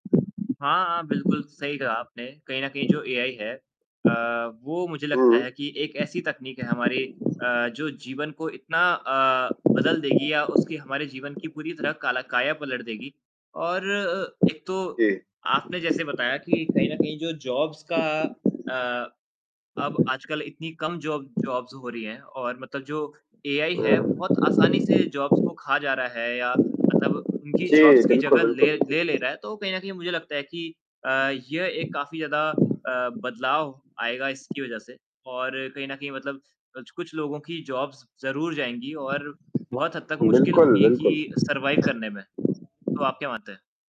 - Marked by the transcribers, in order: static; in English: "जॉब्स"; in English: "जॉब जॉब्स"; in English: "जॉब्स"; in English: "जॉब्स"; in English: "जॉब्स"; in English: "सरवाइव"
- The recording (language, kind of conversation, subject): Hindi, unstructured, वैज्ञानिक खोजों ने हमारे जीवन को किस तरह बदल दिया है?